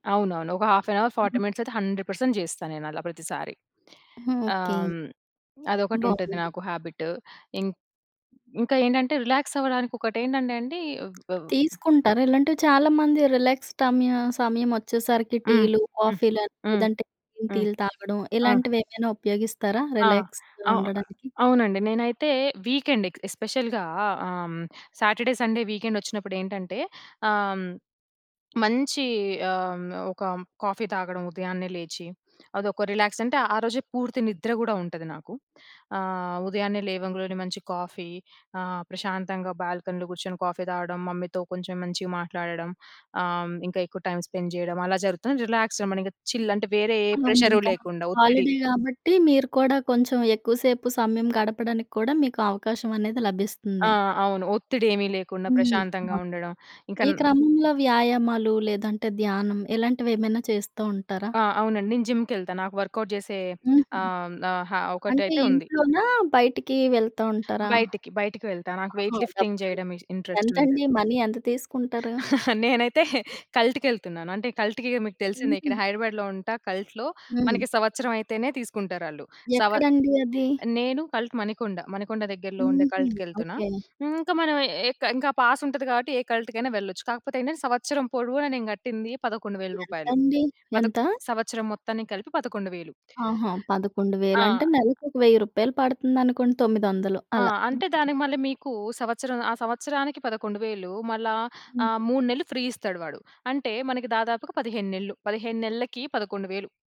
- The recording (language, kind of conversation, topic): Telugu, podcast, పని తర్వాత మీరు ఎలా విశ్రాంతి పొందుతారు?
- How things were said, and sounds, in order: in English: "హాఫ్ యన్ అవర్, ఫార్టీ మినిట్స్"; in English: "హండ్రెడ్ పర్సెంట్"; tapping; in English: "హాబిట్"; in English: "రిలాక్స్"; other noise; in English: "రిలాక్స్"; in English: "గ్రీన్"; in English: "రిలాక్స్‌గా"; in English: "వీకెండ్ ఎక్ ఎస్పెషల్‌గా"; in English: "సాటర్డే, సండే వీకెండ్"; in English: "కాఫీ"; in English: "రిలాక్స్"; in English: "కాఫీ"; in English: "కాఫీ"; in English: "టైమ్ స్పెండ్"; in English: "రిలాక్స్‌గా"; in English: "చిల్"; other background noise; in English: "హాలిడే"; in English: "జిమ్‌కెళ్తా"; in English: "వర్కౌట్"; in English: "వేయిట్ లిఫ్టింగ్"; in English: "ఇస్ ఇంటరెస్ట్"; in English: "మనీ"; laughing while speaking: "నేనైతే"; in English: "కల్ట్‌లో"; in English: "కల్ట్‌కెళ్తున్నా"; in English: "పాస్"; in English: "ఫ్రీ"